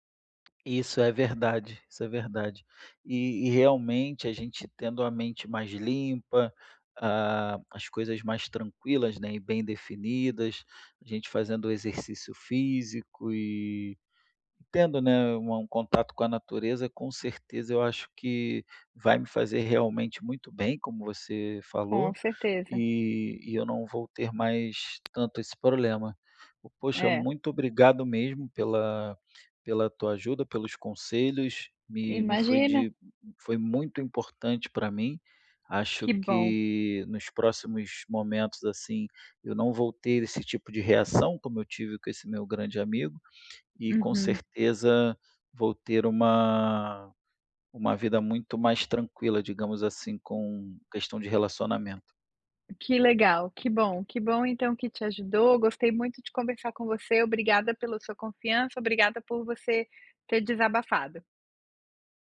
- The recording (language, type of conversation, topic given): Portuguese, advice, Como posso pedir desculpas de forma sincera depois de magoar alguém sem querer?
- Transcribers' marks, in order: tapping